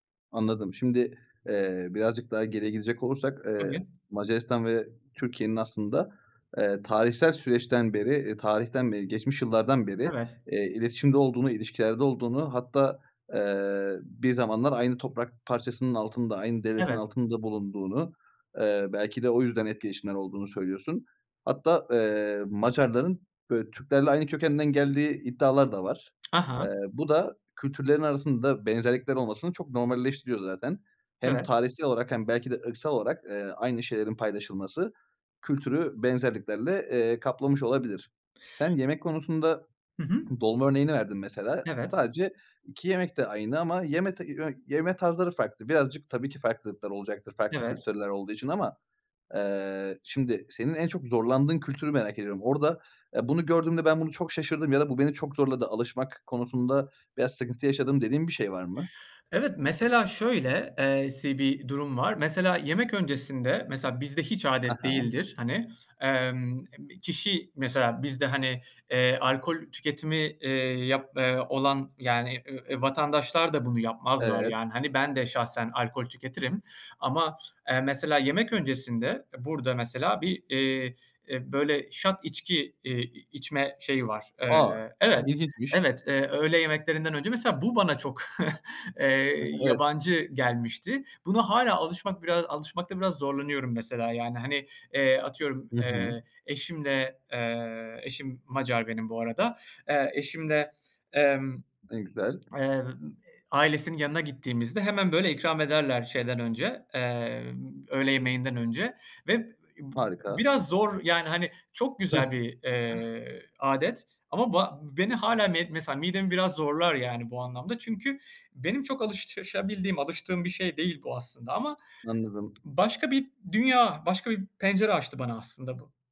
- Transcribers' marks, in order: tapping; other background noise; in English: "shot"; chuckle; chuckle; "alışabildiğim" said as "alıştışabildiğim"
- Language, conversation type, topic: Turkish, podcast, İki kültür arasında olmak nasıl hissettiriyor?